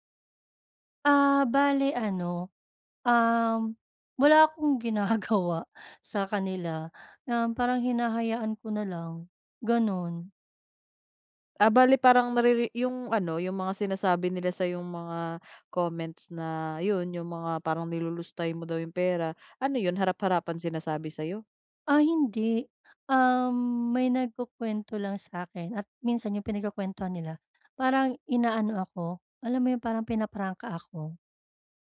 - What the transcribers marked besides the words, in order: other background noise; laughing while speaking: "ginagawa"; tapping
- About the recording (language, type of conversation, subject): Filipino, advice, Paano ako makikipag-usap nang mahinahon at magalang kapag may negatibong puna?